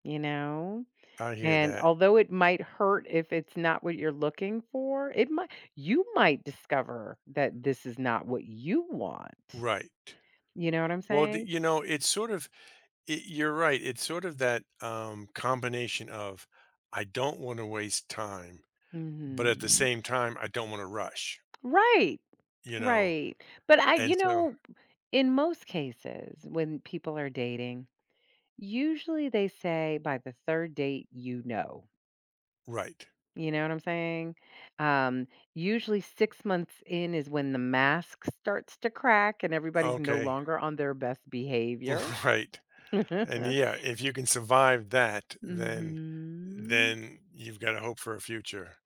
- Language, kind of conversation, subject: English, advice, How can I calm my nerves and feel more confident before a first date?
- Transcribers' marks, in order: tapping; laughing while speaking: "Right"; chuckle; drawn out: "Mhm"